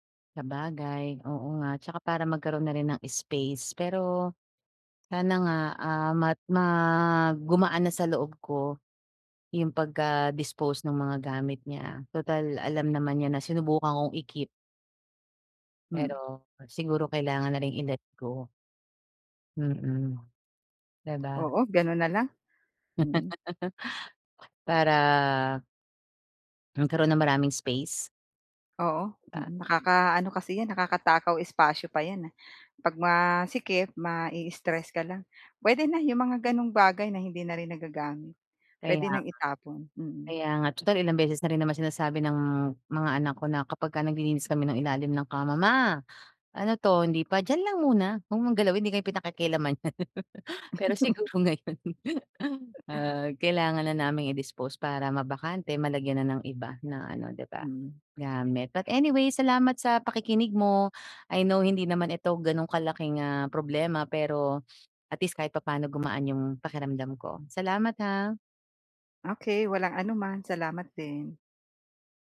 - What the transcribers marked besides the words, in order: laugh; chuckle; laughing while speaking: "niyan"; laughing while speaking: "ngayon"; other background noise
- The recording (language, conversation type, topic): Filipino, advice, Paano ko mababawasan nang may saysay ang sobrang dami ng gamit ko?